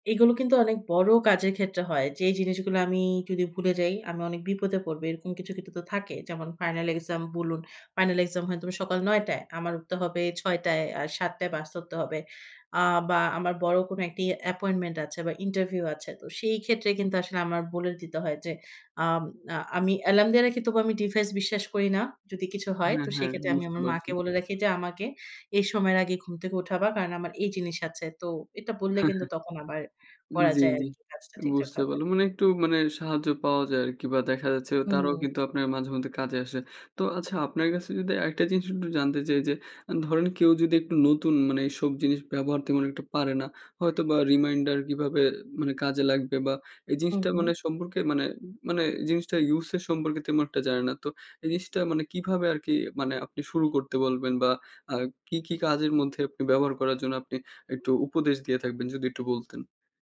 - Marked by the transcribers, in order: "কিছু" said as "কিতু"; in English: "final exam"; in English: "Final exam"; in English: "appointment"; in English: "interview"; in English: "device"; chuckle; other background noise; in English: "reminder"; tapping
- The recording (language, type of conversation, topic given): Bengali, podcast, আপনি রিমাইন্ডার আর সময়সীমা কীভাবে সামলান?